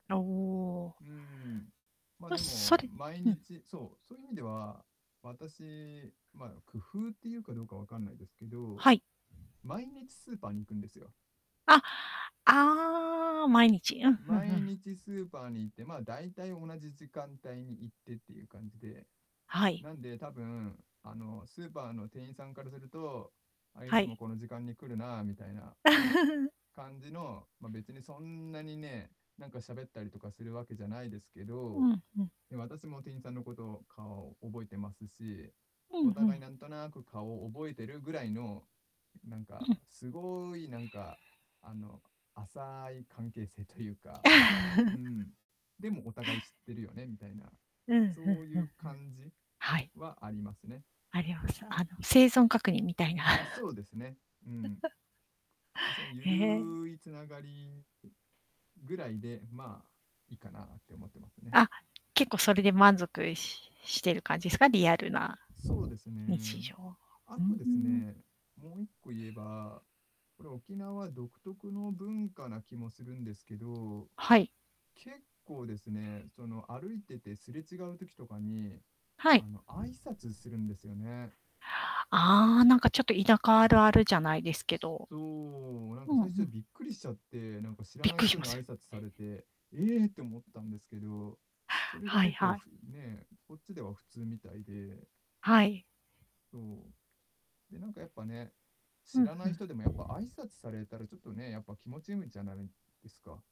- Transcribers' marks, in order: distorted speech; static; chuckle; laughing while speaking: "関係性というか"; laughing while speaking: "ああ"; chuckle; laughing while speaking: "みたいな"; laugh; other background noise; unintelligible speech; tapping
- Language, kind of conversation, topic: Japanese, podcast, 孤独感を減らすために、日常でできる小さな工夫にはどんなものがありますか？